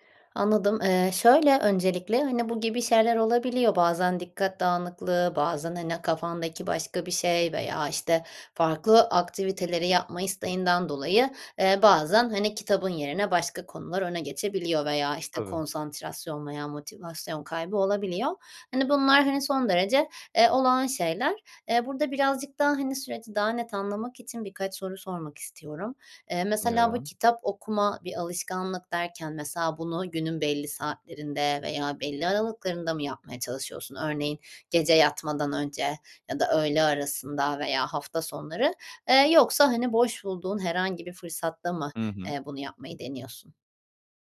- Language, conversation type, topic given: Turkish, advice, Her gün düzenli kitap okuma alışkanlığı nasıl geliştirebilirim?
- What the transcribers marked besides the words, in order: none